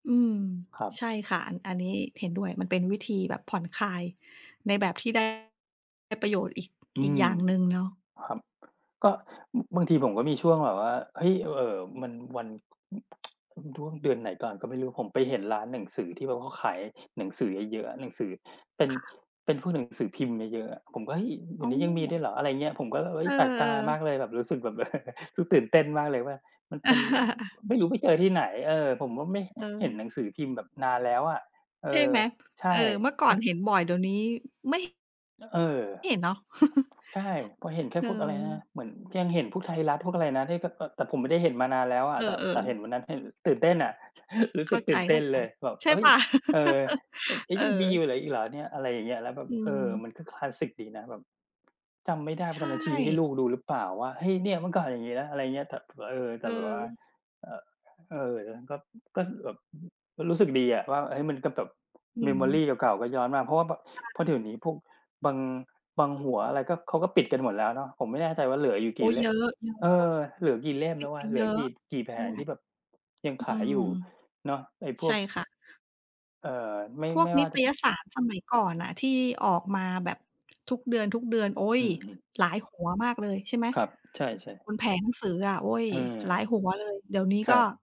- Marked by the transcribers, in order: tapping; other background noise; chuckle; chuckle; chuckle; chuckle; in English: "memory"
- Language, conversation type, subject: Thai, unstructured, คุณคิดว่าการอ่านหนังสือช่วยให้คุณพัฒนาตัวเองอย่างไร?